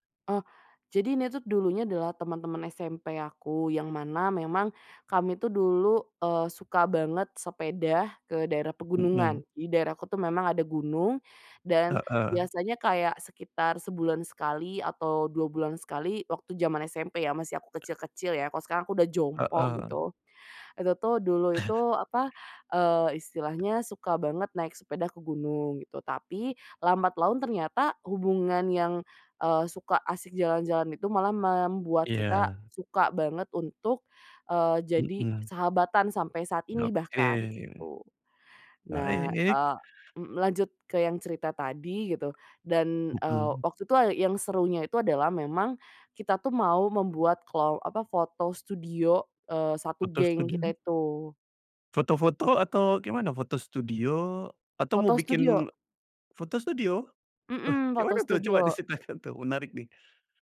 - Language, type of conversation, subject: Indonesian, podcast, Apa pengalaman paling seru saat kamu ngumpul bareng teman-teman waktu masih sekolah?
- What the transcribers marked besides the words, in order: tapping; chuckle; laughing while speaking: "diceritakan"